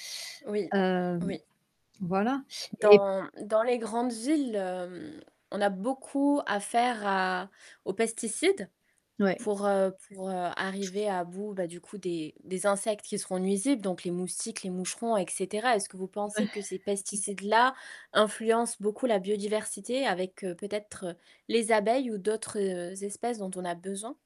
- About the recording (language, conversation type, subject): French, podcast, Pourquoi la biodiversité est-elle importante pour nous, selon toi ?
- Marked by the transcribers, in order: static; distorted speech; tapping; other background noise